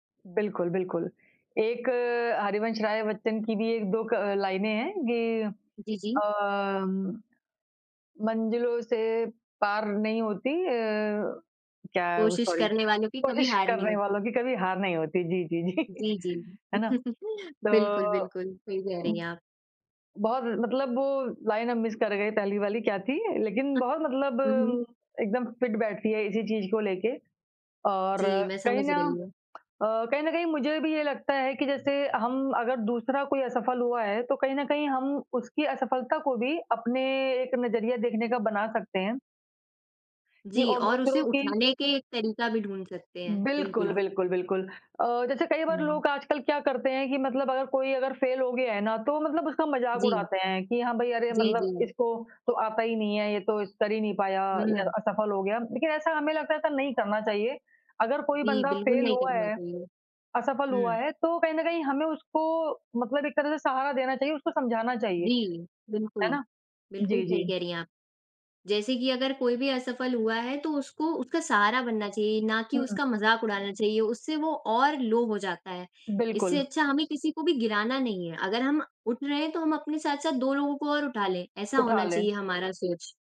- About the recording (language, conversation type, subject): Hindi, unstructured, असफलता से आपने क्या सीखा है?
- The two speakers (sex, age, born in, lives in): female, 18-19, India, India; female, 25-29, India, India
- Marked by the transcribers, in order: in English: "सॉरी"; laughing while speaking: "जी"; chuckle; in English: "मिस"; other noise; tapping; other background noise; in English: "लो"